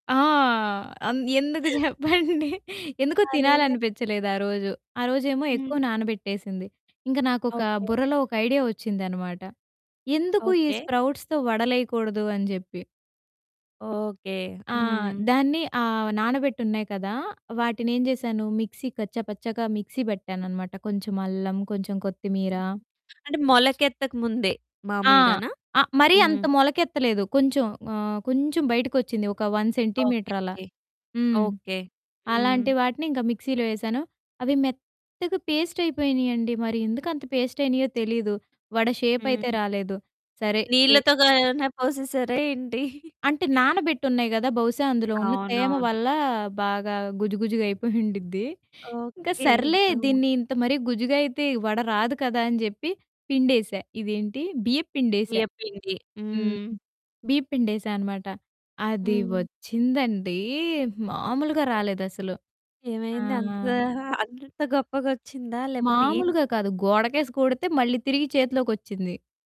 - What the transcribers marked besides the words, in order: laughing while speaking: "ఎందుకు చెప్పండి?"; other background noise; in English: "ఐడియా"; in English: "స్ప్రౌట్స్‌తో"; in English: "మిక్సీ"; in English: "మిక్సీ"; in English: "వన్ సెంటీమీటర్"; in English: "మిక్సీలో"; in English: "పేస్ట్"; in English: "పేస్ట్"; laughing while speaking: "పోసేసార ఏంటి?"
- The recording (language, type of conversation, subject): Telugu, podcast, వంటలో చేసిన ప్రయోగాలు విఫలమైనప్పుడు మీరు ఏమి నేర్చుకున్నారు?